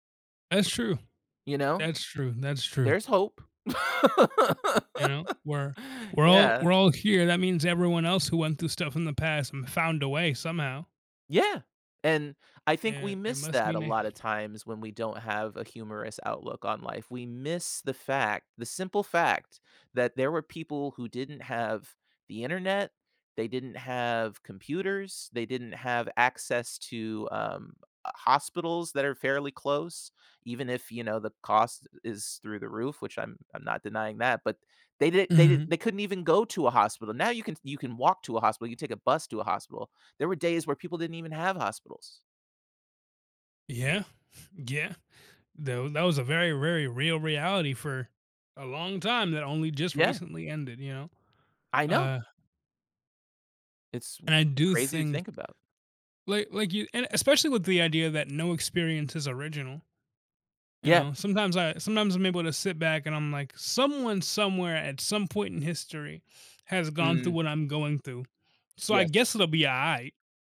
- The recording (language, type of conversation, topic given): English, unstructured, How can we use shared humor to keep our relationship close?
- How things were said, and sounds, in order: laugh; chuckle; "very" said as "rary"